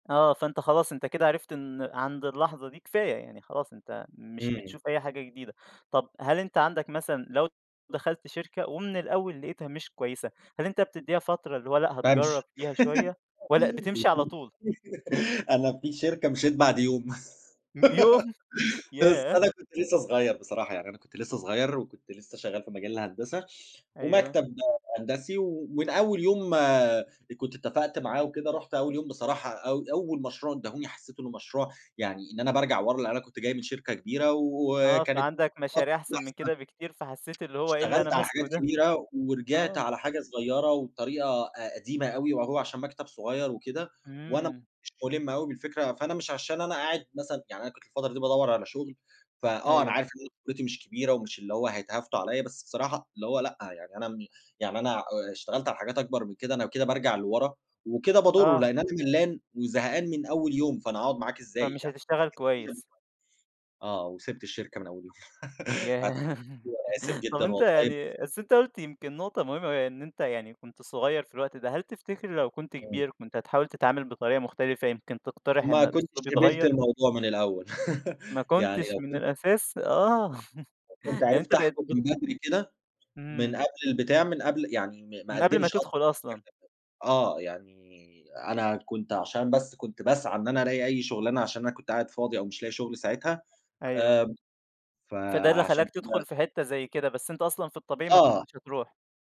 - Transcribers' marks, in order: laugh; chuckle; unintelligible speech; tsk; unintelligible speech; laugh; laughing while speaking: "ياه!"; laugh; chuckle; unintelligible speech; "ألاقي" said as "أراقي"
- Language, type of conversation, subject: Arabic, podcast, إيه العلامات اللي بتقولك إن ده وقت إنك توقف الخطة الطويلة وما تكملش فيها؟